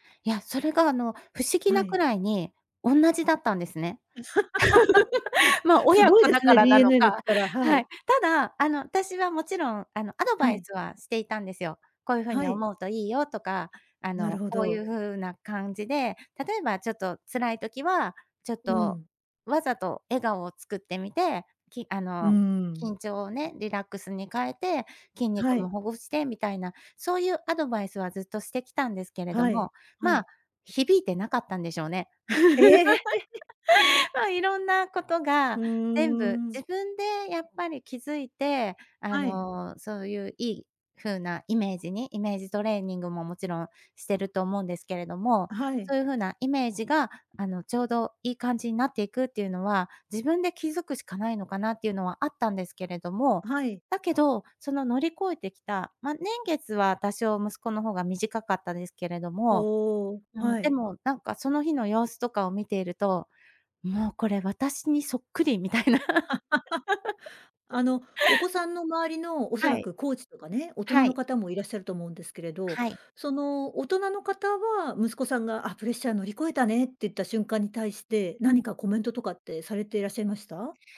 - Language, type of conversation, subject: Japanese, podcast, プレッシャーが強い時の対処法は何ですか？
- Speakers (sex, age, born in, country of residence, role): female, 50-54, Japan, Japan, guest; female, 55-59, Japan, Japan, host
- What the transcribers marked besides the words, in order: laugh; laugh; tapping; laugh; laughing while speaking: "みたいな"; laugh